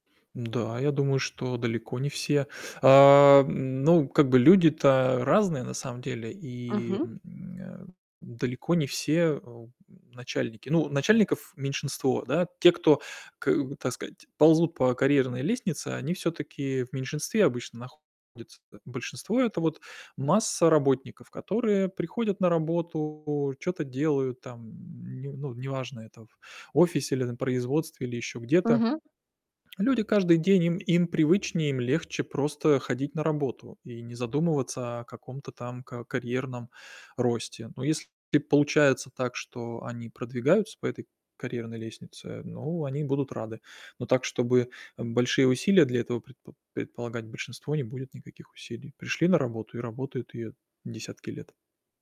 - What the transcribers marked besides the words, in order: static; grunt; distorted speech
- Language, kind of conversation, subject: Russian, podcast, Как не застрять в зоне комфорта?